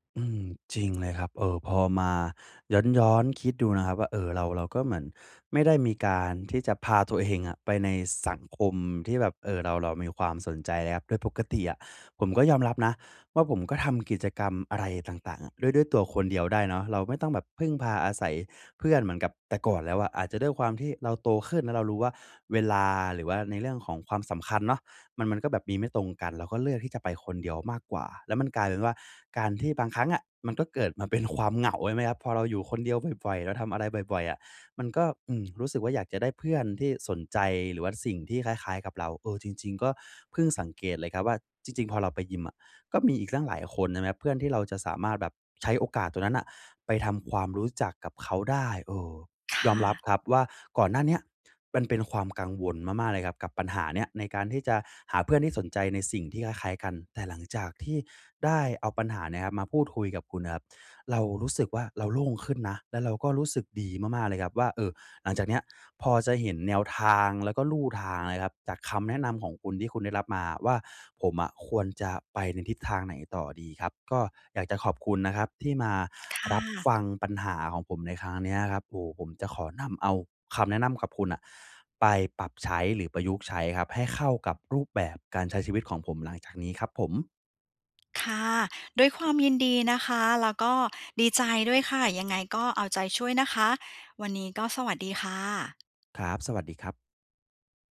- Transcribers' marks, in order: other background noise; tapping
- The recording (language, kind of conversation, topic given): Thai, advice, ฉันจะหาเพื่อนที่มีความสนใจคล้ายกันได้อย่างไรบ้าง?